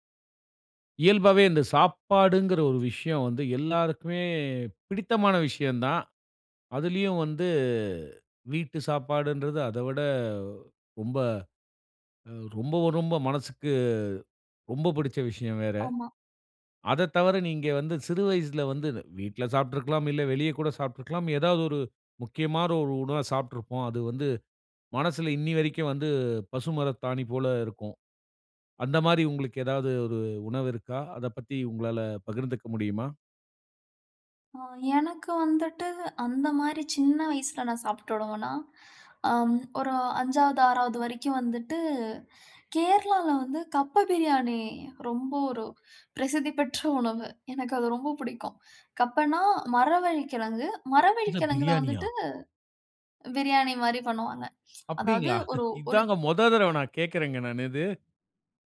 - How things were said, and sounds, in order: other background noise; laughing while speaking: "பெற்ற"; surprised: "என்ன பிரியாணியா?"; chuckle
- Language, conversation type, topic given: Tamil, podcast, சிறுவயதில் சாப்பிட்ட உணவுகள் உங்கள் நினைவுகளை எப்படிப் புதுப்பிக்கின்றன?